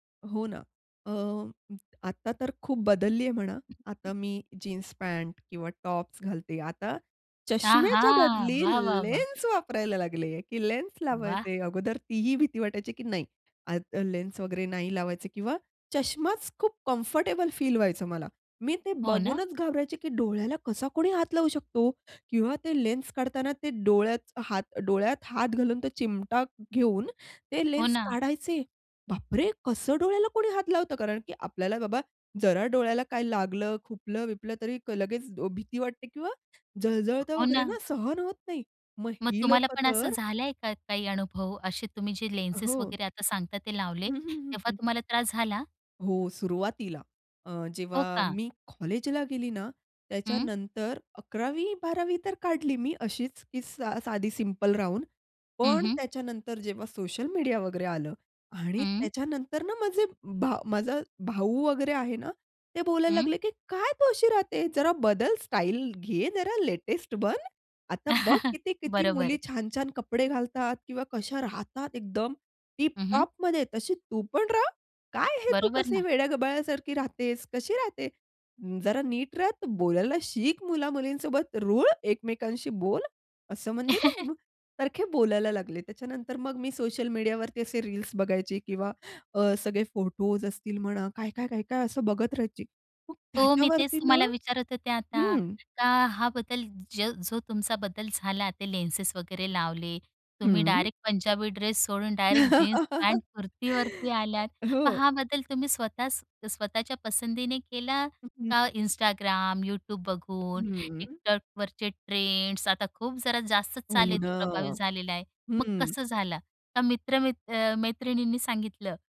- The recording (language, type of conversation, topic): Marathi, podcast, समाजमाध्यमांच्या वापरामुळे तुझी पेहरावाची शैली कशी बदलली?
- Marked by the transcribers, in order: tapping; other background noise; joyful: "आहा! वाह, वाह, वाह!"; in English: "कम्फर्टेबल"; chuckle; chuckle; chuckle; unintelligible speech